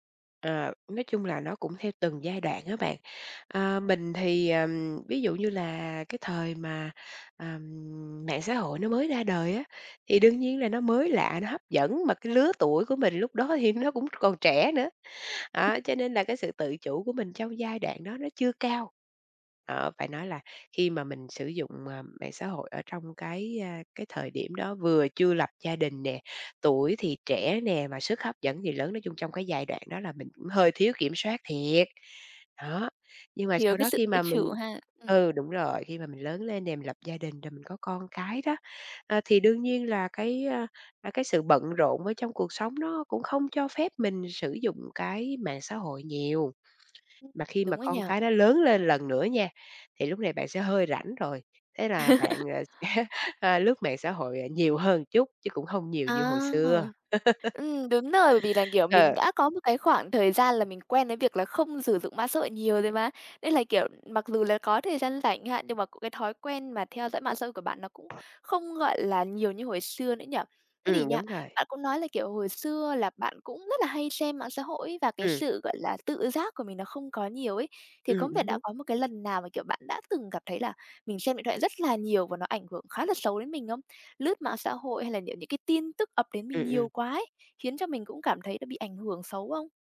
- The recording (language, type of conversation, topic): Vietnamese, podcast, Bạn cân bằng thời gian dùng mạng xã hội với đời sống thực như thế nào?
- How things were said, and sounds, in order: unintelligible speech; other background noise; laugh; laugh; laugh